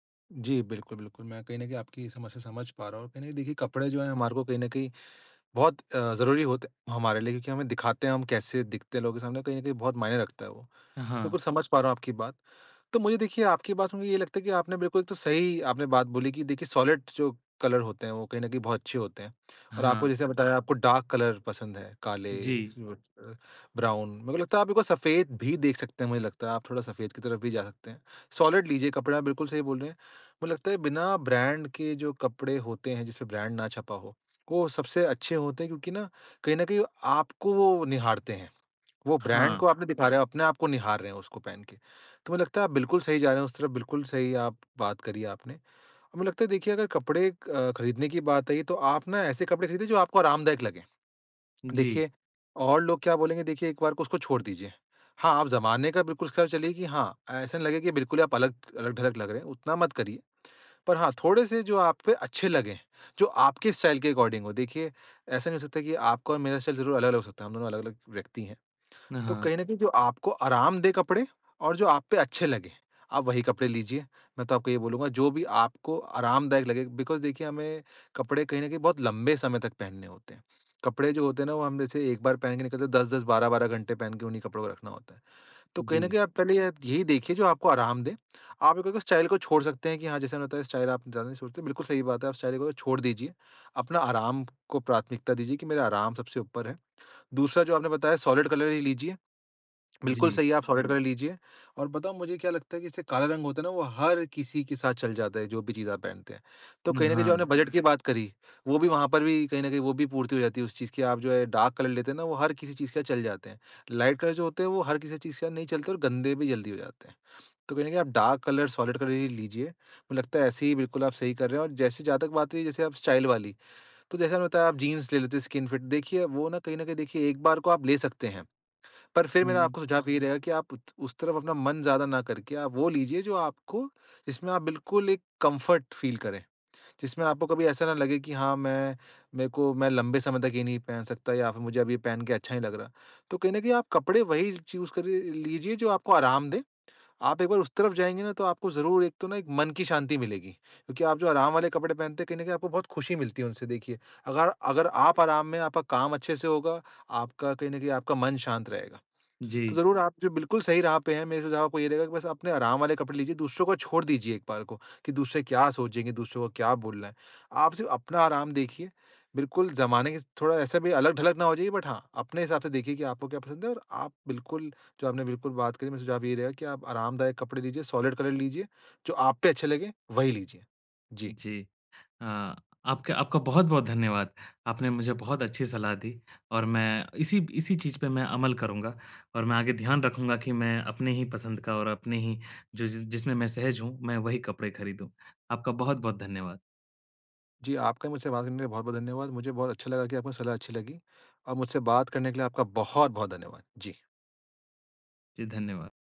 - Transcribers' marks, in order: in English: "सॉलिड"; in English: "कलर"; in English: "डार्क कलर"; in English: "सिल्वर"; in English: "ब्राउन"; in English: "सॉलिड"; in English: "ब्रांड"; in English: "ब्रांड"; in English: "ब्रांड"; in English: "स्टाइल"; in English: "अकॉर्डिंग"; in English: "स्टाइल"; in English: "बिकॉज़"; in English: "स्टाइल"; in English: "स्टाइल"; in English: "स्टाइल"; in English: "सॉलिड कलर"; in English: "सॉलिड कलर"; in English: "डार्क कलर"; in English: "लाइट कलर"; in English: "डार्क कलर, सॉलिड कलर"; in English: "स्टाइल"; in English: "स्किन फिट"; in English: "कम्फर्ट फ़ील"; in English: "चूज़"; in English: "बट"; in English: "सॉलिड कलर"
- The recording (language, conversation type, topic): Hindi, advice, रोज़मर्रा के लिए कौन-से कपड़े सबसे उपयुक्त होंगे?